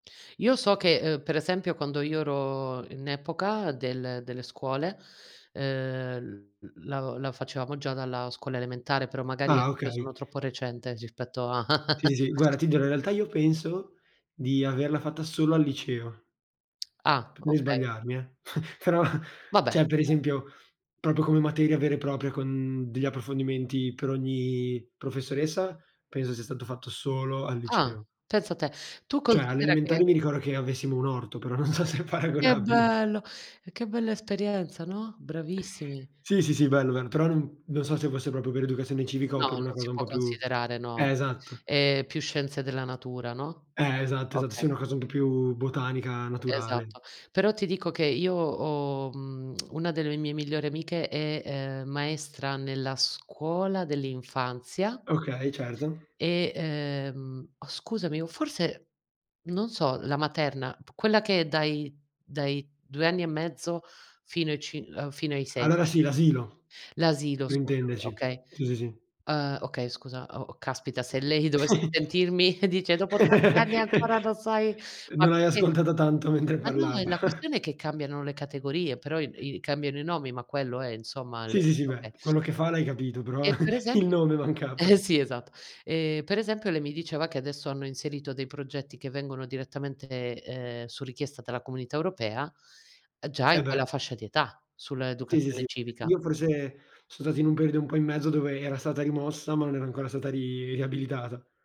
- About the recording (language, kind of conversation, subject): Italian, unstructured, Qual è l’importanza della partecipazione civica?
- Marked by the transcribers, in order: drawn out: "ero"; "rispetto" said as "rifpetto"; laugh; other background noise; "guarda" said as "guara"; lip smack; unintelligible speech; laughing while speaking: "però"; "cioè" said as "ceh"; stressed: "solo"; "ricordo" said as "ricoro"; laughing while speaking: "però non so se è paragonabile"; tapping; "Okay" said as "oka"; lip smack; other noise; drawn out: "ehm"; chuckle; laugh; chuckle; chuckle; unintelligible speech; "okay" said as "oka"; laughing while speaking: "eh sì"; laughing while speaking: "il nome, mancava"